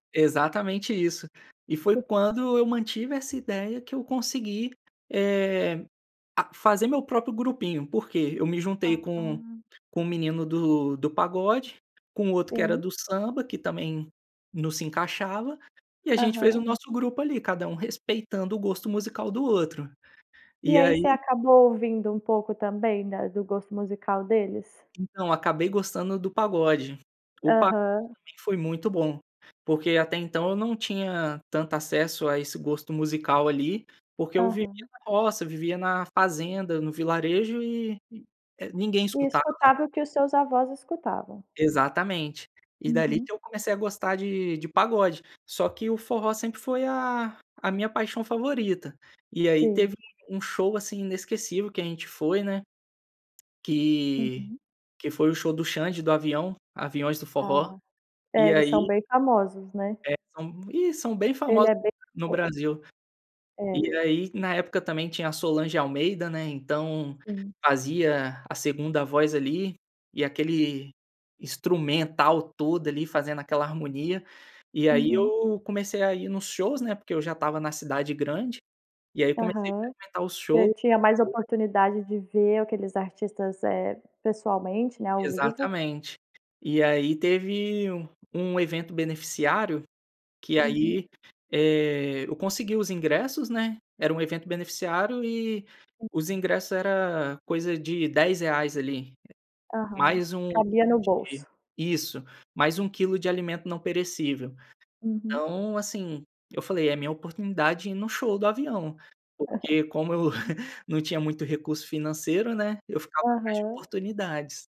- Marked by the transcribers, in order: giggle; unintelligible speech; chuckle
- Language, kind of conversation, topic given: Portuguese, podcast, Como sua família influenciou seu gosto musical?